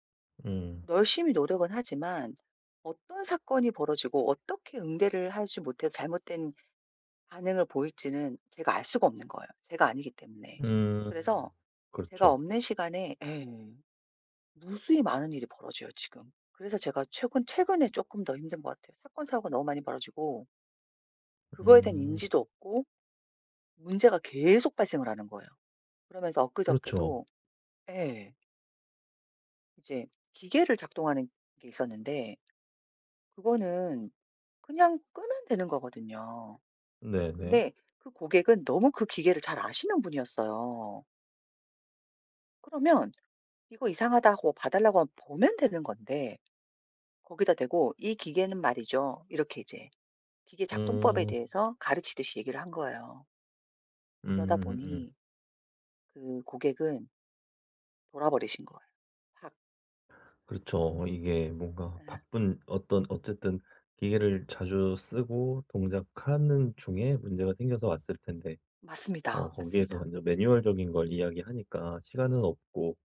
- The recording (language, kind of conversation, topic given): Korean, advice, 통제할 수 없는 사건들 때문에 생기는 불안은 어떻게 다뤄야 할까요?
- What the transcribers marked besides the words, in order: other background noise; tapping